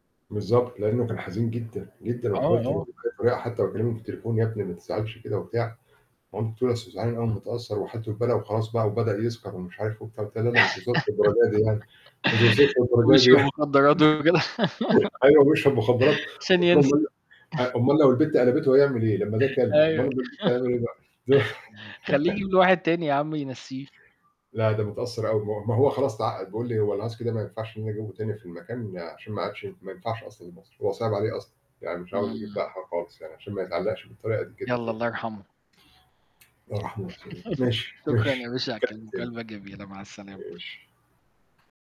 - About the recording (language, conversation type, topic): Arabic, unstructured, هل إنت شايف إن تربية الحيوانات الأليفة بتساعد الواحد يتعلم المسؤولية؟
- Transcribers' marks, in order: distorted speech; laugh; laughing while speaking: "بيشرب مخدرات"; unintelligible speech; laugh; laugh; tapping; laugh